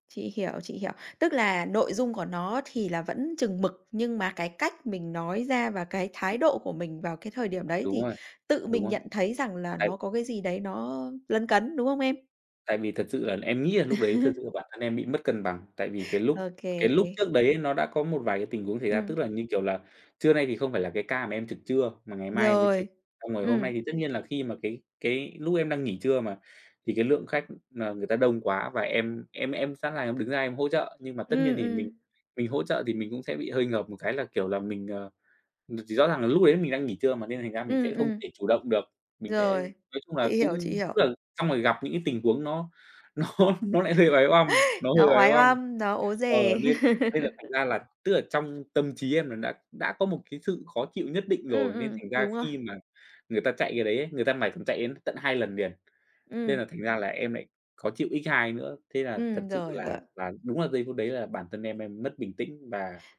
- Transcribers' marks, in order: other background noise; chuckle; tapping; chuckle; laughing while speaking: "nó"; laugh
- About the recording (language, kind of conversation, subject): Vietnamese, podcast, Bạn cân bằng việc học và cuộc sống hằng ngày như thế nào?